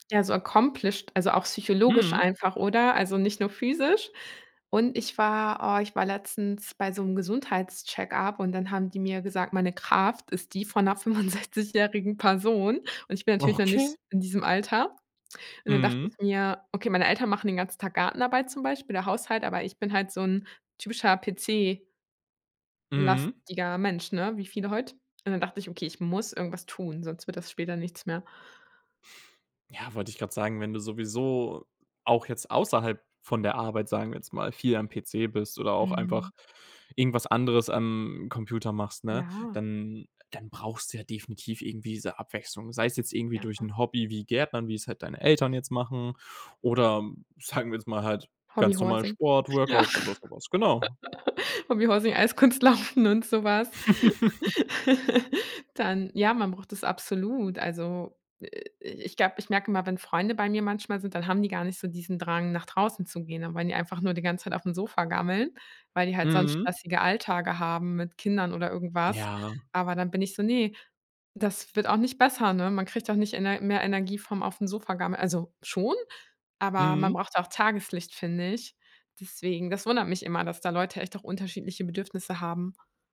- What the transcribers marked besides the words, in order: in English: "accomplished"; laughing while speaking: "fünfundsechzigjährigen"; surprised: "Okay"; other background noise; laughing while speaking: "sagen wir"; laughing while speaking: "Ja"; laugh; laughing while speaking: "Eiskunstlaufen"; laugh; chuckle
- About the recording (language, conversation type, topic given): German, podcast, Wie integrierst du Bewegung in einen sitzenden Alltag?
- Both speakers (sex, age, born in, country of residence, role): female, 30-34, Germany, Germany, guest; male, 20-24, Germany, Germany, host